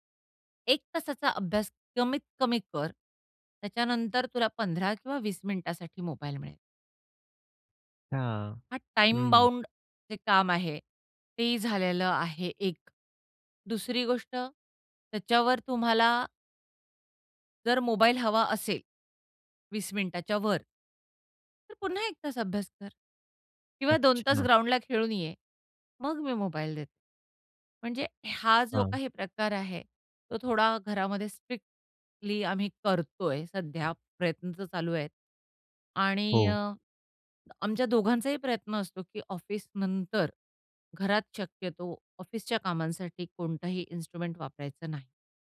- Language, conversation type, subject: Marathi, podcast, लहान मुलांसाठी स्क्रीन वापराचे नियम तुम्ही कसे ठरवता?
- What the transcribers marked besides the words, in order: none